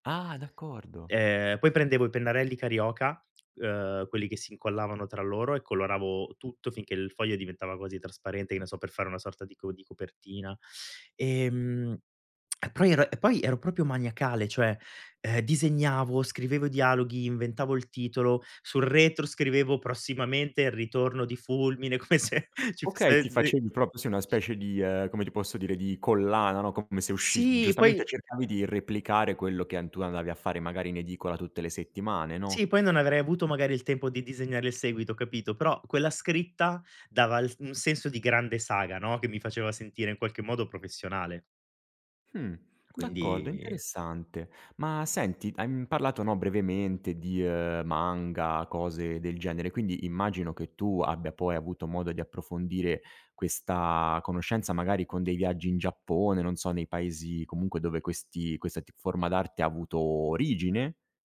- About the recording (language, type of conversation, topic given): Italian, podcast, Hai mai creato fumetti, storie o personaggi da piccolo?
- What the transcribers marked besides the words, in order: tongue click; lip smack; "proprio" said as "propio"; laughing while speaking: "come se ci fosse"; "proprio" said as "propio"; unintelligible speech; other background noise